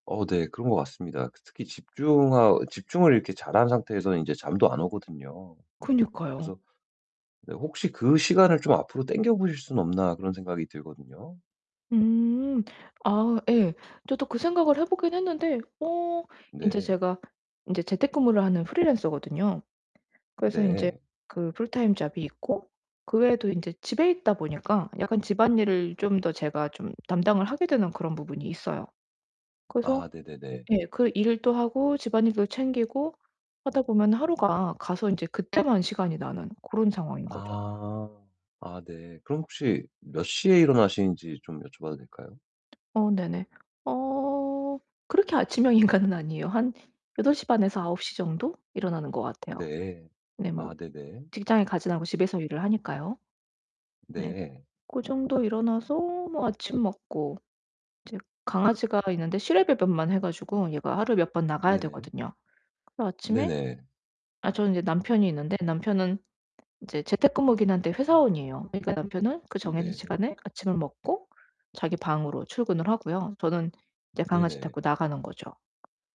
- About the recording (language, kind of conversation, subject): Korean, advice, 저녁에 긴장을 풀고 잠들기 전에 어떤 루틴을 만들면 좋을까요?
- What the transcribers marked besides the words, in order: tapping; other background noise; put-on voice: "풀타임 잡이"; in English: "풀타임 잡이"; distorted speech; laughing while speaking: "아침형 인간은"